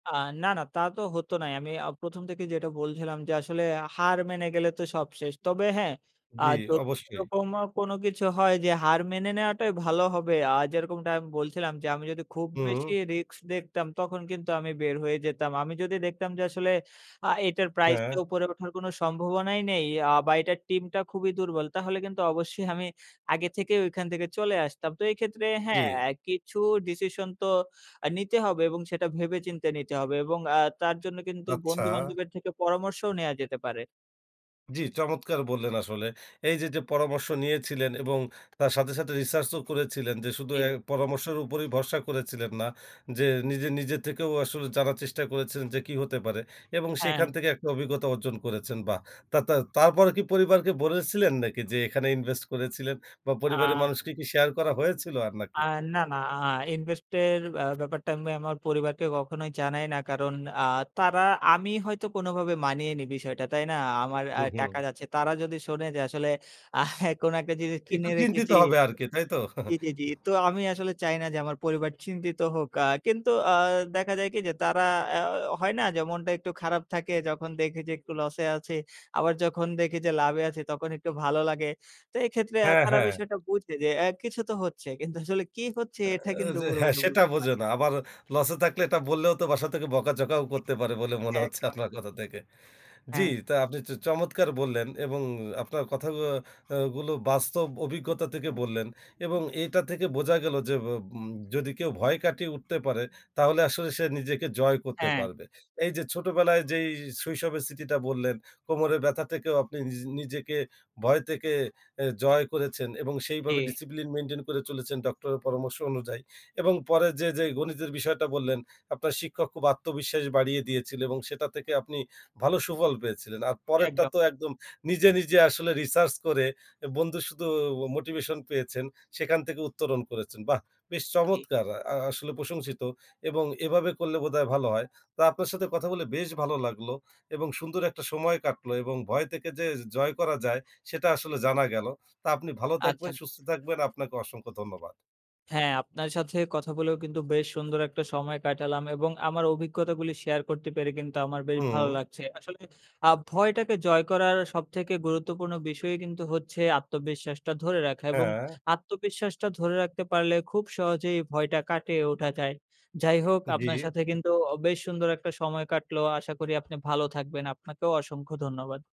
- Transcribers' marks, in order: other background noise; laughing while speaking: "আহ"; tapping; chuckle; unintelligible speech
- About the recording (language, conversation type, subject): Bengali, podcast, আপনি কীভাবে আপনার ভয় কাটিয়ে উঠেছেন—সেই অভিজ্ঞতার কোনো গল্প শেয়ার করবেন?